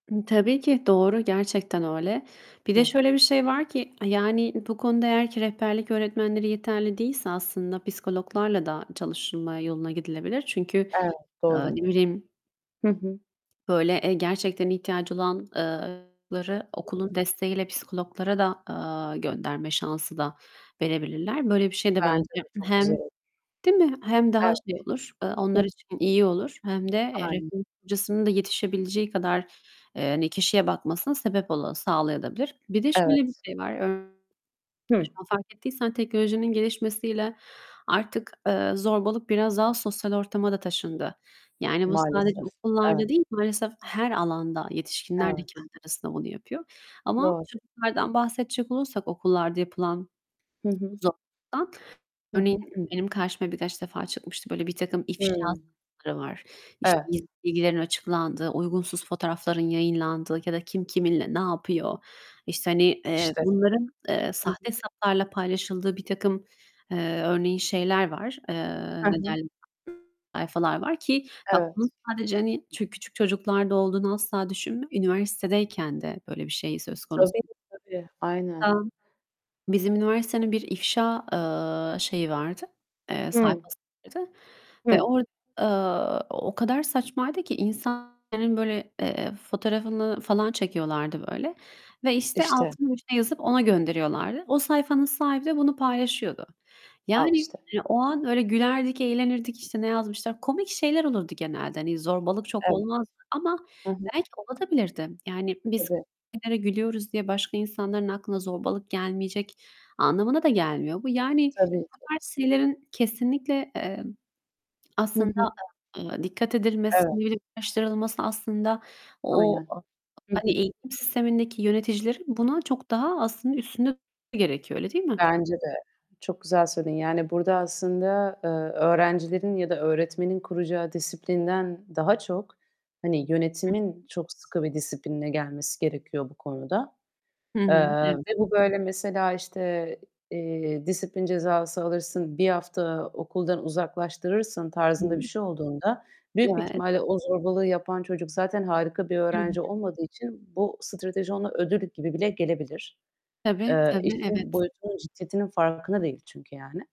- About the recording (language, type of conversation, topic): Turkish, unstructured, Okullarda zorbalıkla mücadele yeterli mi?
- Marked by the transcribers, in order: unintelligible speech; static; other background noise; distorted speech; unintelligible speech; unintelligible speech; unintelligible speech; unintelligible speech